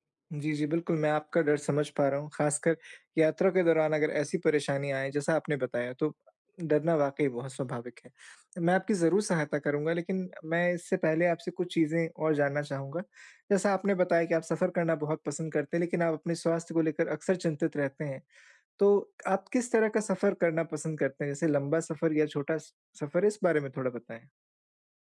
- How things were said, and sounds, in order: none
- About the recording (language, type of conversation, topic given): Hindi, advice, यात्रा के दौरान मैं अपनी सुरक्षा और स्वास्थ्य कैसे सुनिश्चित करूँ?